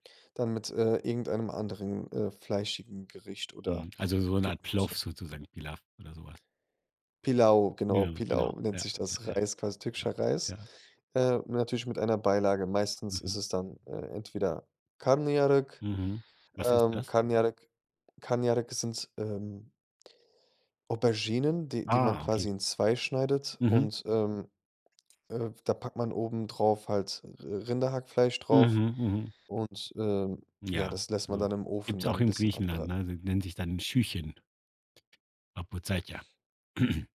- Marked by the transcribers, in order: in Turkish: "Karnıyarık"; in Turkish: "Karnıyarık Karnıyarık"; other background noise; in Greek: "Papoutsákia"; throat clearing
- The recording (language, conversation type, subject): German, podcast, Wie planst du ein Menü für Gäste, ohne in Stress zu geraten?